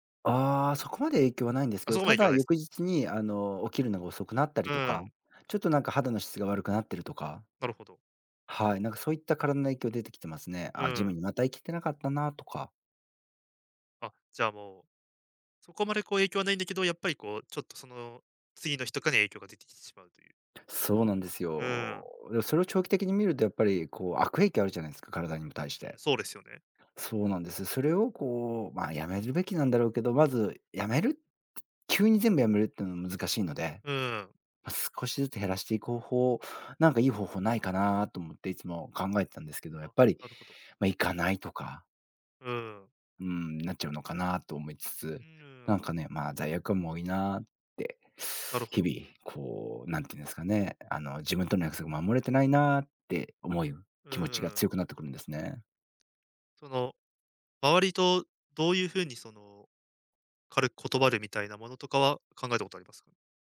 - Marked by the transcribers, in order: other noise
- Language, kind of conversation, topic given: Japanese, advice, 外食や飲み会で食べると強い罪悪感を感じてしまうのはなぜですか？